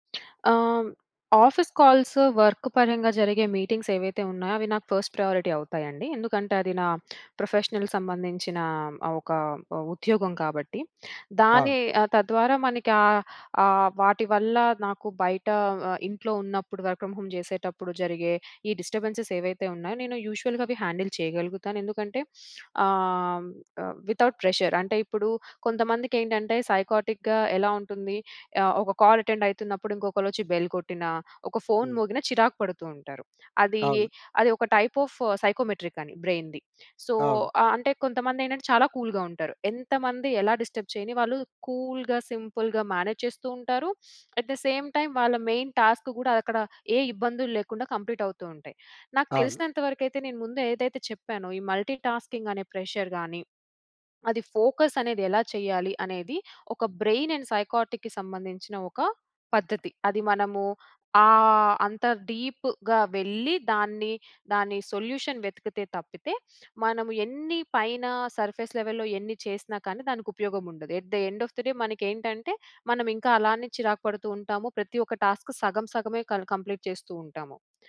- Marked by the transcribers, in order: other noise; in English: "ఆఫీస్ కాల్స్ వర్క్"; in English: "మీటింగ్స్"; in English: "ఫస్ట్ ప్రయారిటీ"; in English: "ప్రొఫెషనల్"; in English: "వర్క్ ఫ్రమ్ హోమ్"; in English: "డిస్టబెన్స్‌స్"; in English: "యూషువల్‌గా"; in English: "హ్యాండిల్"; in English: "విత్‌అవుట్ ప్రెషర్"; in English: "సైక్ఆర్టిక్‌గా"; in English: "కాల్ అటెండ్"; in English: "బెల్"; in English: "టైప్ ఆఫ్ సైకోమెట్రిక్"; in English: "బ్రెయిన్‌ది. సో"; in English: "కూల్‌గా"; in English: "డిస్టర్బ్"; in English: "కూల్‌గా, సింపుల్‌గా మేనేజ్"; in English: "ఏట్ ద సేమ్ టైమ్"; in English: "మెయిన్ టాస్క్"; in English: "కంప్లీట్"; in English: "మల్టీటాస్కింగ్"; in English: "ప్రెషర్"; in English: "ఫోకస్"; in English: "బ్రెయిన్ అండ్ సైక్ఆర్టిక్‌కి"; in English: "డీప్‌గా"; in English: "సొల్యూషన్"; in English: "సర్ఫేస్ లెవెల్‌లో"; in English: "ఏట్ ద ఎండ్ ఆఫ్ ద డే"; in English: "టాస్క్"; in English: "క కంప్లీట్"
- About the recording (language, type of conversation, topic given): Telugu, podcast, మల్టీటాస్కింగ్ తగ్గించి ఫోకస్ పెంచేందుకు మీరు ఏ పద్ధతులు పాటిస్తారు?